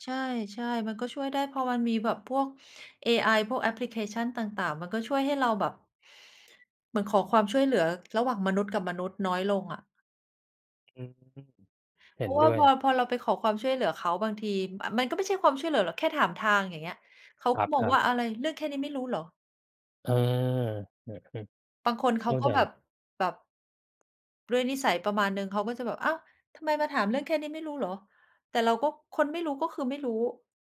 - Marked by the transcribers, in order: tapping; other background noise
- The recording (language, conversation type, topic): Thai, unstructured, คุณคิดว่าการขอความช่วยเหลือเป็นเรื่องอ่อนแอไหม?